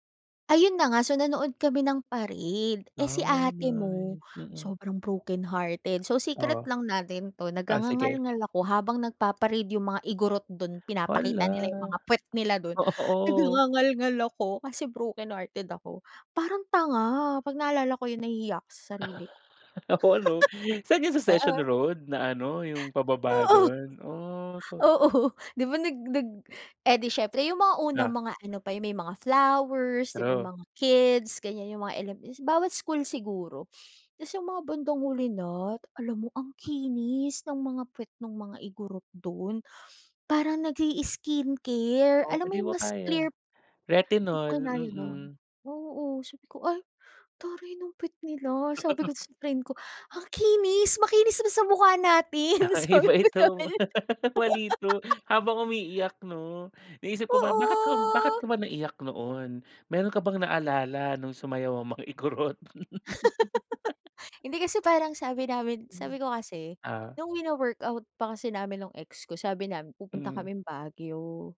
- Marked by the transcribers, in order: laughing while speaking: "Oo"; laughing while speaking: "Oo, ano"; unintelligible speech; laughing while speaking: "Oo"; laughing while speaking: "Oo, 'di ba, nag nag"; sniff; in English: "retinol"; put-on voice: "Ay, taray ng puwet nila"; laughing while speaking: "Sabi ko sa friend"; laughing while speaking: "Ah, iba ito. Waley 'to"; laugh; laughing while speaking: "Igorot?"
- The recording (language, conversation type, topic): Filipino, podcast, May nakakatawang aberya ka ba sa biyahe na gusto mong ikuwento?